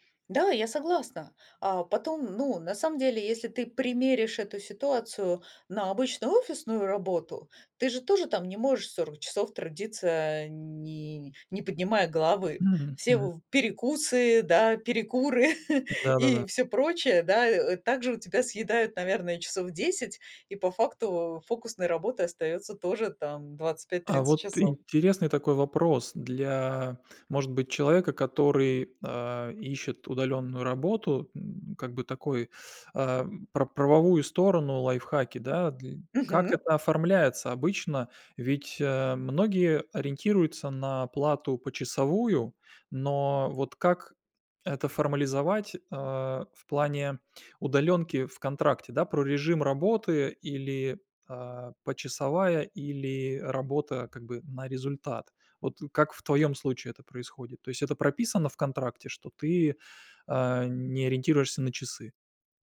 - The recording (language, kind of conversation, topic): Russian, podcast, Что вы думаете о гибком графике и удалённой работе?
- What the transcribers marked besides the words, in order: chuckle; other background noise; tapping